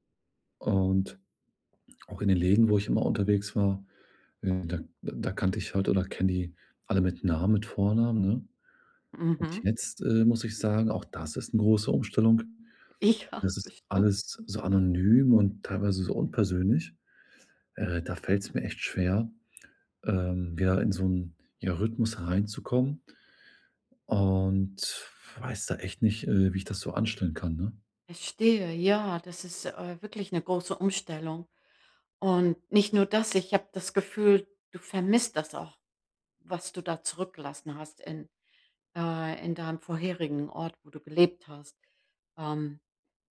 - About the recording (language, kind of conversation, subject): German, advice, Wie kann ich beim Umzug meine Routinen und meine Identität bewahren?
- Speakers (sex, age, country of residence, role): female, 65-69, United States, advisor; male, 40-44, Germany, user
- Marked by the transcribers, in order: swallow; laughing while speaking: "Ja, bestimmt"; blowing